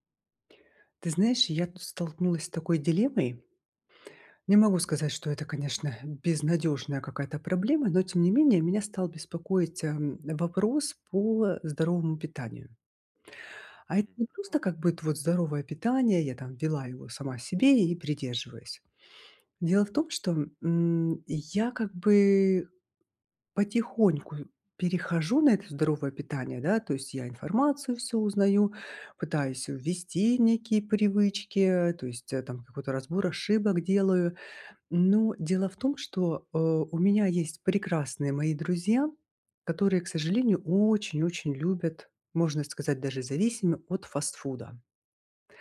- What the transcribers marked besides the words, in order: none
- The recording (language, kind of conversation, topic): Russian, advice, Как мне сократить употребление переработанных продуктов и выработать полезные пищевые привычки для здоровья?